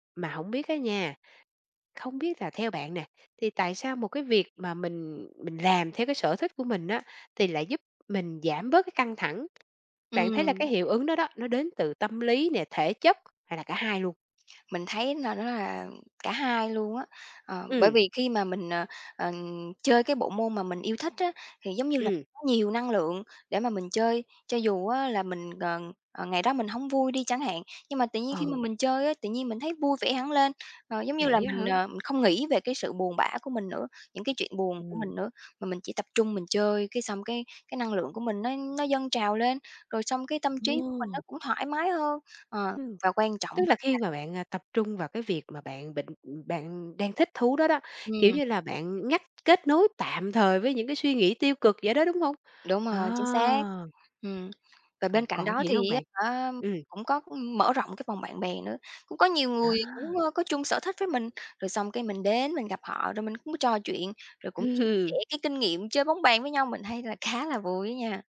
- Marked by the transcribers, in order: tapping; other background noise; background speech; laughing while speaking: "Ừm"; laughing while speaking: "khá"
- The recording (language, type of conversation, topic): Vietnamese, podcast, Sở thích giúp bạn giải tỏa căng thẳng như thế nào?